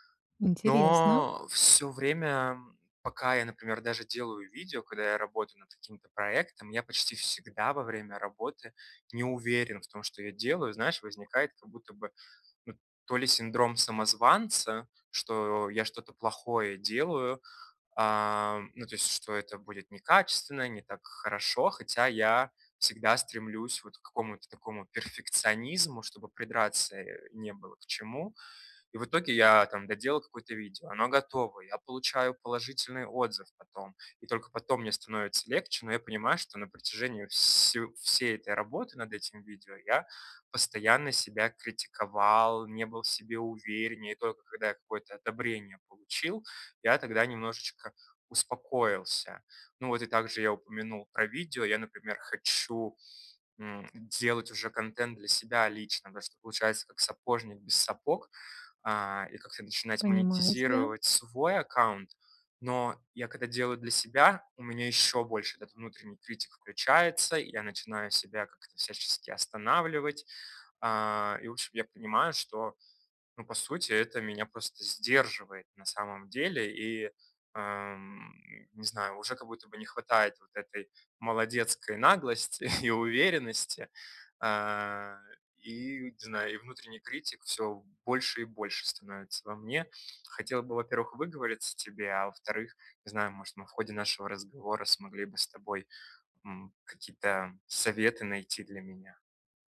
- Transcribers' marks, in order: tapping; chuckle
- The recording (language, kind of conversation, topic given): Russian, advice, Как перестать позволять внутреннему критику подрывать мою уверенность и решимость?